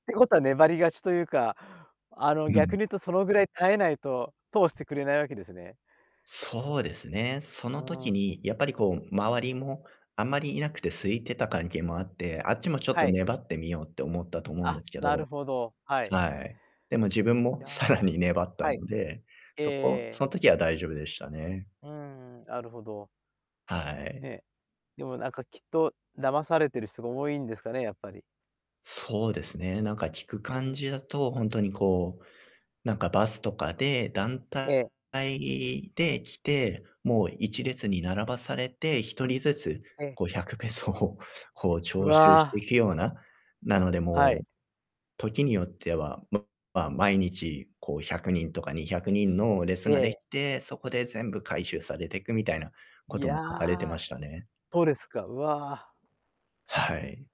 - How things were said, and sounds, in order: distorted speech
- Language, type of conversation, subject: Japanese, podcast, トラブルから学んだことはありますか？